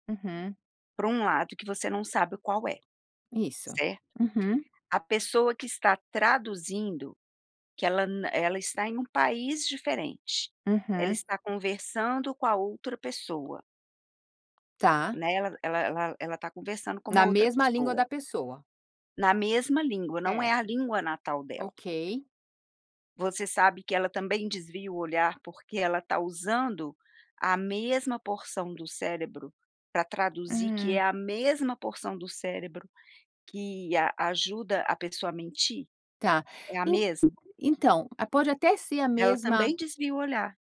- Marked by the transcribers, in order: none
- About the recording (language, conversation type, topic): Portuguese, podcast, Como perceber quando palavras e corpo estão em conflito?